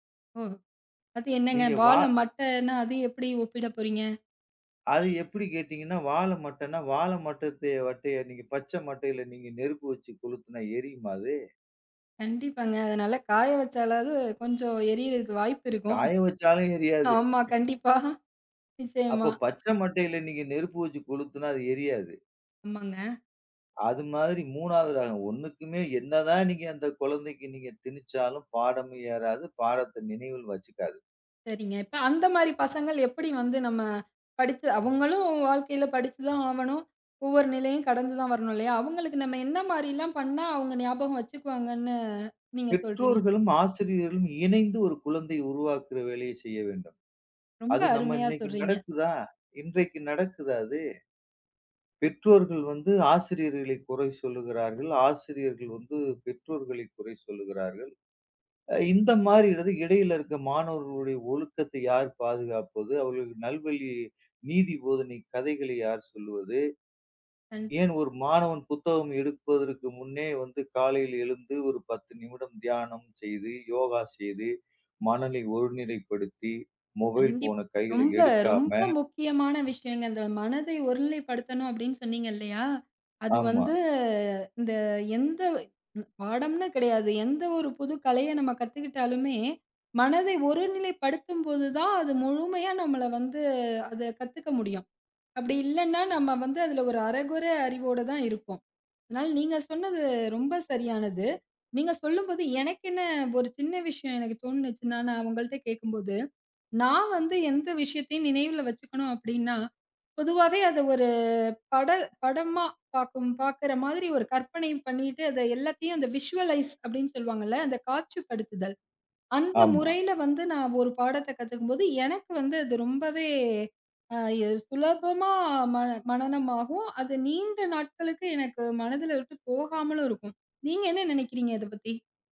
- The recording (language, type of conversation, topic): Tamil, podcast, பாடங்களை நன்றாக நினைவில் வைப்பது எப்படி?
- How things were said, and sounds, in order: other noise; in English: "visualize"